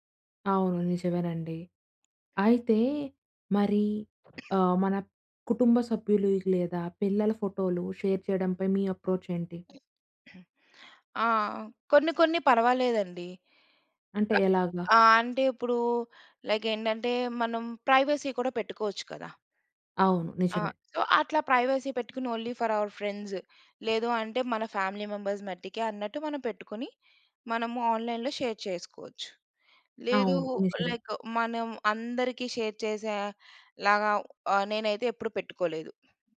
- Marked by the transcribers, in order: cough; in English: "షేర్"; in English: "అప్రోచ్"; other noise; in English: "లైక్"; in English: "ప్రైవసీ"; in English: "సో"; in English: "ప్రైవసీ"; in English: "ఓన్లీ ఫర్ అవర్ ఫ్రెండ్స్"; in English: "ఫ్యామిలీ మెంబర్స్"; in English: "ఆన్‌లైన్‌లో షేర్"; in English: "లైక్"; in English: "షేర్"
- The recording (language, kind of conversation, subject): Telugu, podcast, ఆన్‌లైన్‌లో మీరు మీ వ్యక్తిగత సమాచారాన్ని ఎంతవరకు పంచుకుంటారు?